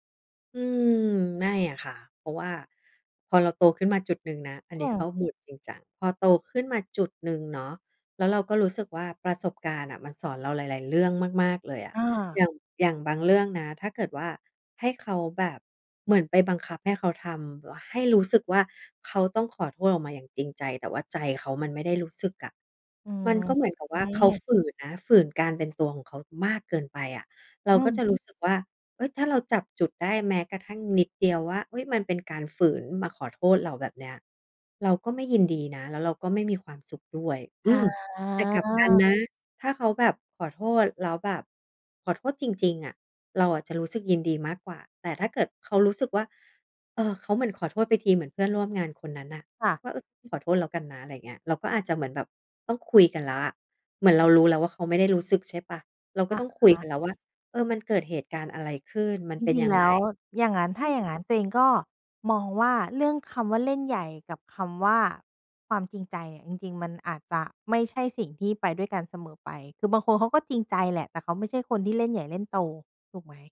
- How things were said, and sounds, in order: "แบบ" said as "บั๊ว"; stressed: "มาก"; drawn out: "อา"
- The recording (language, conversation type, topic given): Thai, podcast, คำพูดที่สอดคล้องกับการกระทำสำคัญแค่ไหนสำหรับคุณ?